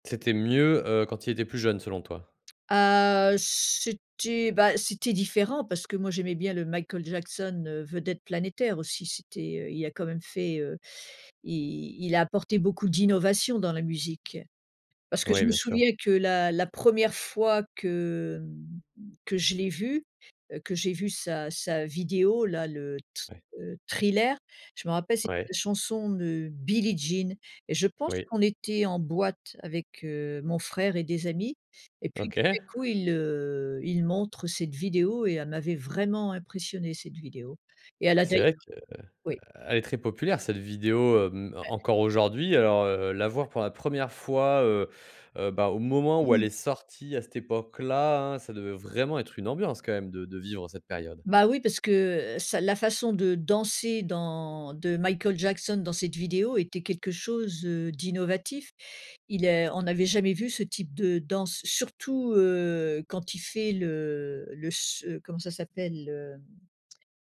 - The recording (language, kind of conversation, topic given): French, podcast, Quelle chanson raconte le mieux une période importante de ta vie ?
- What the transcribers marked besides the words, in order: tapping; throat clearing; stressed: "vraiment"; "d'innovant" said as "innovatif"